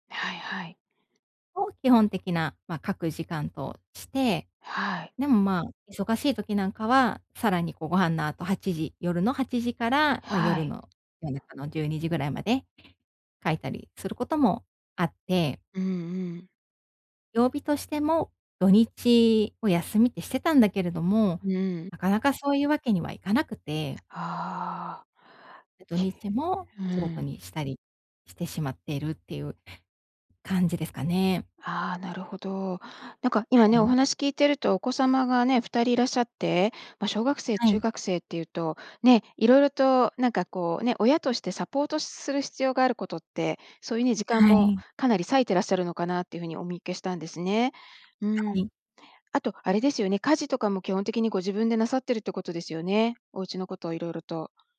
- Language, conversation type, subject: Japanese, advice, 創作の時間を定期的に確保するにはどうすればいいですか？
- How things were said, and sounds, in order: none